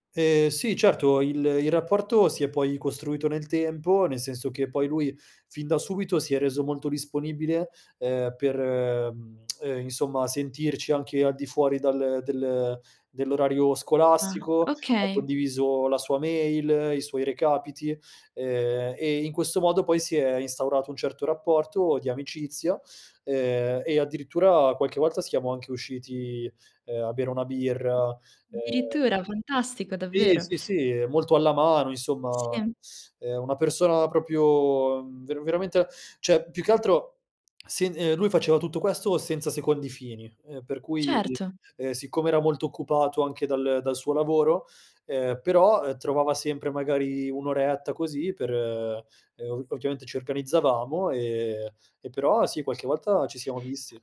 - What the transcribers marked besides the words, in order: tsk; tapping; "cioè" said as "ceh"; tongue click
- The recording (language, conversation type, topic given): Italian, podcast, Quale mentore ha avuto il maggiore impatto sulla tua carriera?